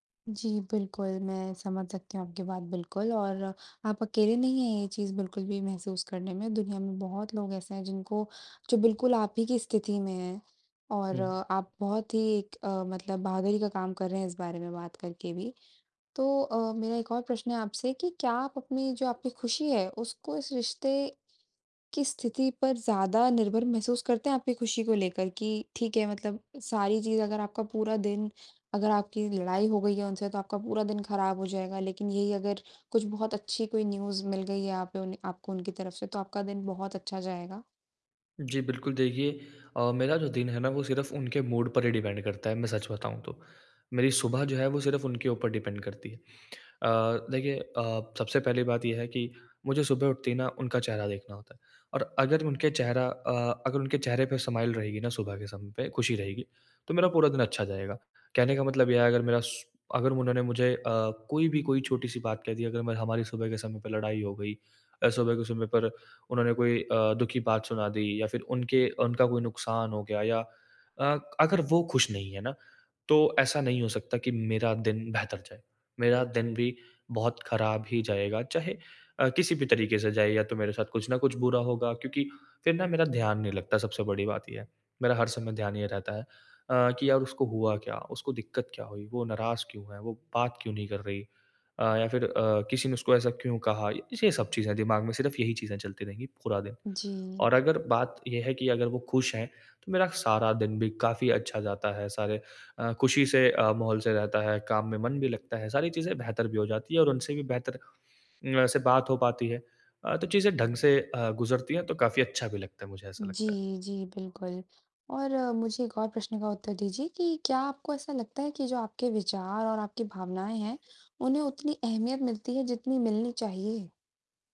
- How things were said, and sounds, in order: in English: "न्यूज़"; in English: "मूड"; in English: "डिपेंड"; in English: "डिपेंड"; in English: "स्माइल"
- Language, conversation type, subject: Hindi, advice, अपने रिश्ते में आत्म-सम्मान और आत्मविश्वास कैसे बढ़ाऊँ?